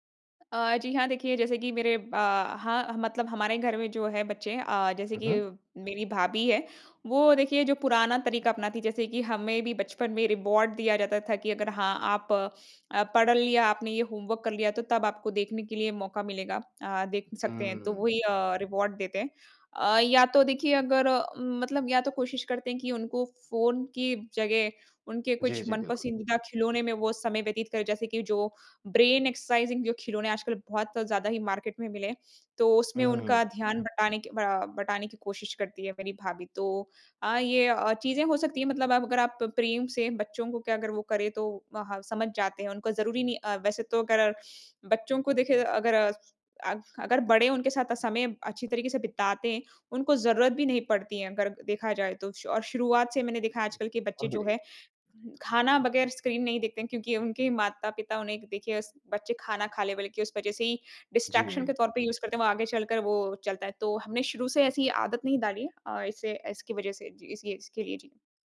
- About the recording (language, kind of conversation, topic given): Hindi, podcast, आप मोबाइल फ़ोन और स्क्रीन पर बिताए जाने वाले समय को कैसे नियंत्रित करते हैं?
- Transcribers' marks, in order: in English: "रिवार्ड"; in English: "होमवर्क"; tapping; in English: "रिवार्ड"; in English: "ब्रेन एक्सरसाइज़िंग"; in English: "मार्केट"; other background noise; in English: "डिस्ट्रैक्शन"; in English: "यूज़"